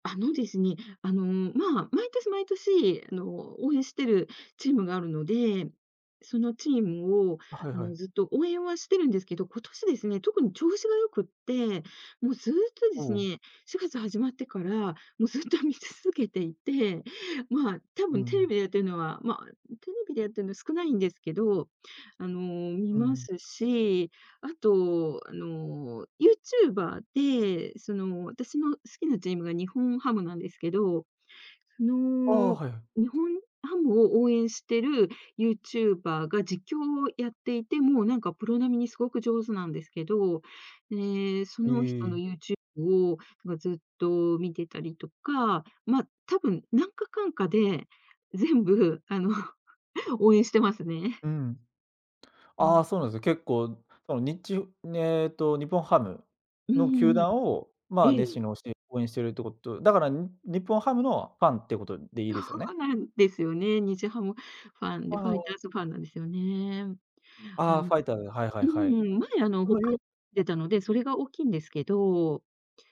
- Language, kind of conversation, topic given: Japanese, podcast, 最近ハマっている趣味は何ですか？
- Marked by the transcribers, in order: none